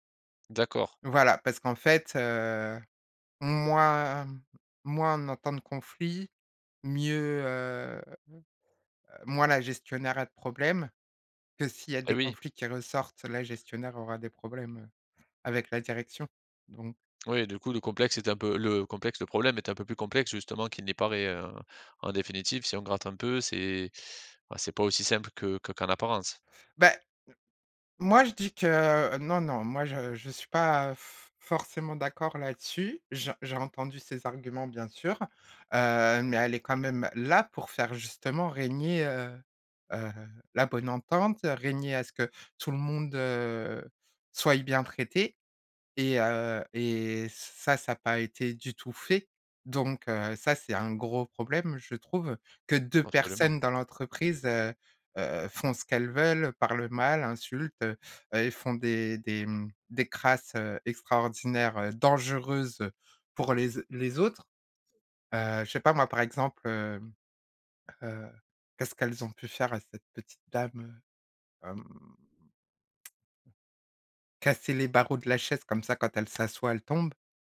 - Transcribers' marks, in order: other background noise; stressed: "dangereuses"; tongue click
- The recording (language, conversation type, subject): French, podcast, Qu’est-ce qui te ferait quitter ton travail aujourd’hui ?